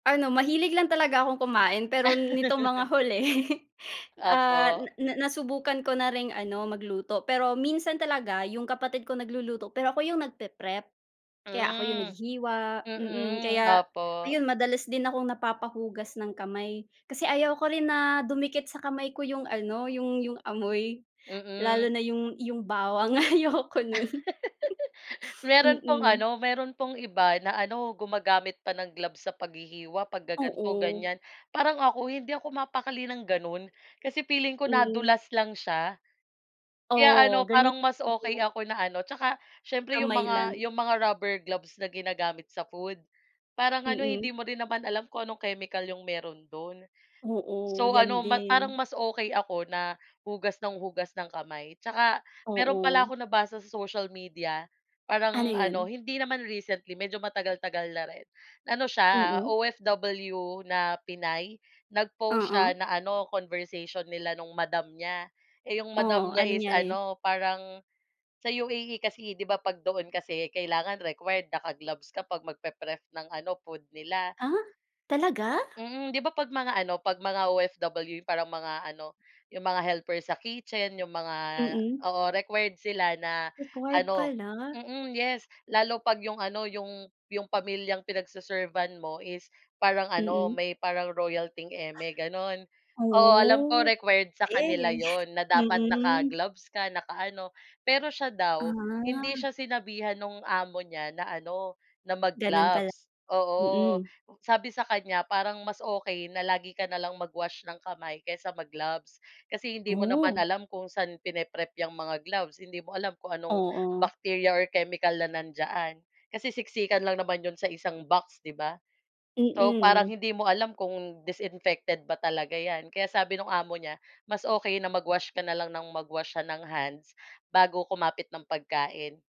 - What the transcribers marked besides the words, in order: laugh; laughing while speaking: "huli"; laugh; laughing while speaking: "ayoko no'n"; surprised: "talaga?"; other background noise
- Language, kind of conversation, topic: Filipino, unstructured, Ano ang palagay mo sa mga taong labis na mahilig maghugas ng kamay?